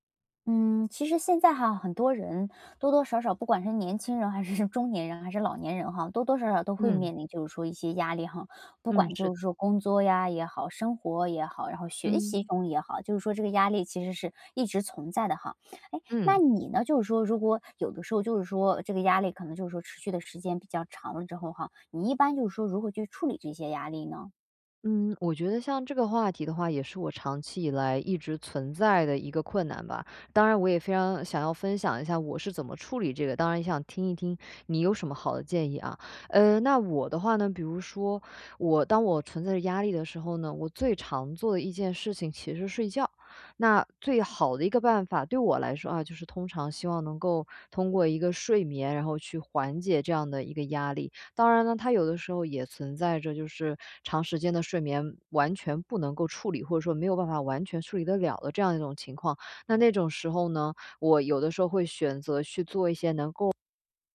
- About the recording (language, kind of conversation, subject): Chinese, podcast, 如何应对长期压力？
- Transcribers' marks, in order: laughing while speaking: "还是"; other background noise